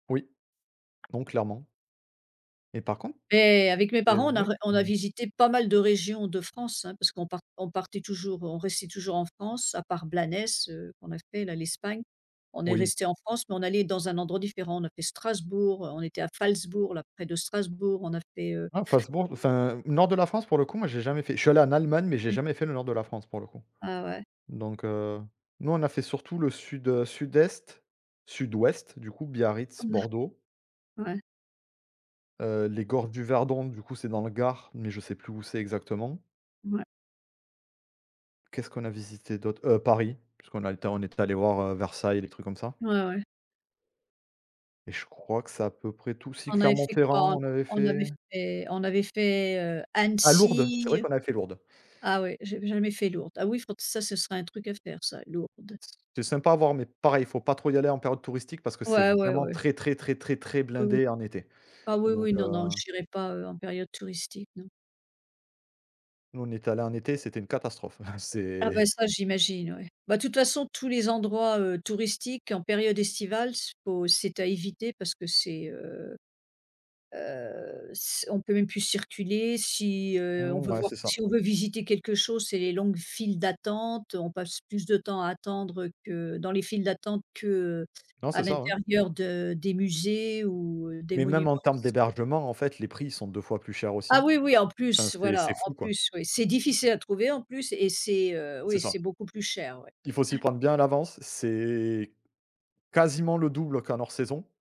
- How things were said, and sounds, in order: tapping; chuckle; other background noise; chuckle
- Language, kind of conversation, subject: French, unstructured, Quels critères utilisez-vous pour choisir une destination de vacances ?